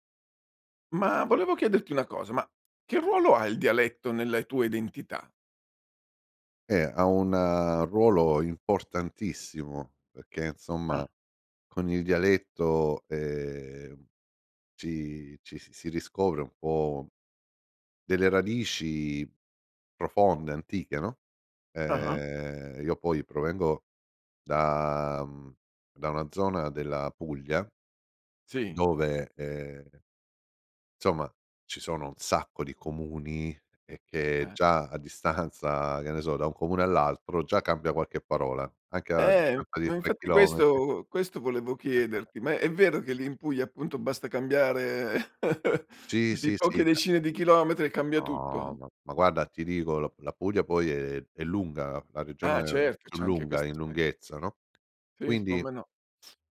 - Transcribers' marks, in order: "insomma" said as "'nsommae"; laughing while speaking: "distanza"; chuckle; chuckle; other background noise
- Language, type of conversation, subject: Italian, podcast, Che ruolo ha il dialetto nella tua identità?